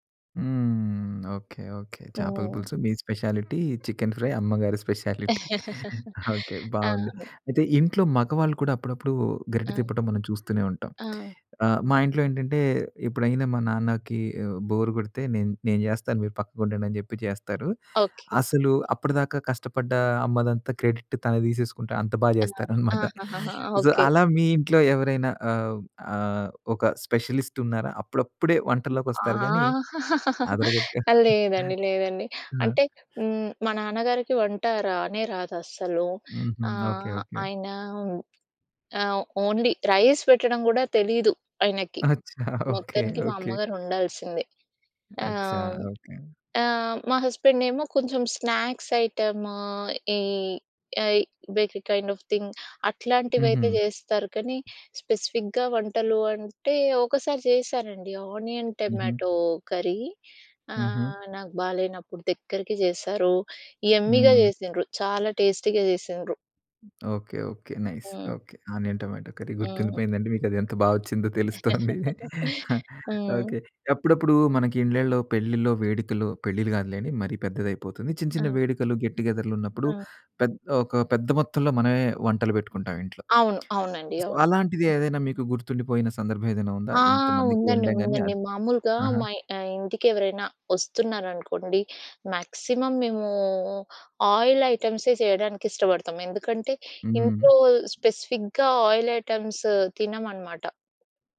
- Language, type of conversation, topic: Telugu, podcast, మీ ఇంటి ప్రత్యేక వంటకం ఏది?
- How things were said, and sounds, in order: in English: "స్పెషాలిటీ"; in English: "ఫ్రై"; laughing while speaking: "స్పెషాలిటీ"; in English: "స్పెషాలిటీ"; laugh; in English: "బోర్"; other background noise; in English: "క్రెడిట్"; laughing while speaking: "చేస్తారనమాట"; in English: "సో"; in English: "స్పెషలిస్ట్"; chuckle; giggle; in English: "ఓన్లీ రైస్"; laughing while speaking: "అచ్ఛా! ఓకే. ఓకే"; in Hindi: "అచ్ఛా!"; in English: "హస్బెండ్"; in Hindi: "అచ్చా!"; in English: "స్నాక్స్ ఐటెమ్"; in English: "బేకరీ కైండ్ ఆఫ్ థింగ్"; in English: "స్పెసిఫిక్‌గా"; in English: "ఆనియన్ టమాటో కర్రీ"; in English: "యమ్మీగా"; in English: "టేస్టీగా"; in English: "నైస్"; in English: "ఆనియన్ టొమాటో కర్రీ"; laugh; in English: "గెట్ టుగెదర్‌లు"; in English: "సో"; drawn out: "ఆ!"; in English: "మాక్సిమం"; in English: "ఆయిల్ ఐటెమ్స్"; in English: "స్పెసిఫిక్‌గా ఆయిల్ ఐటెమ్స్"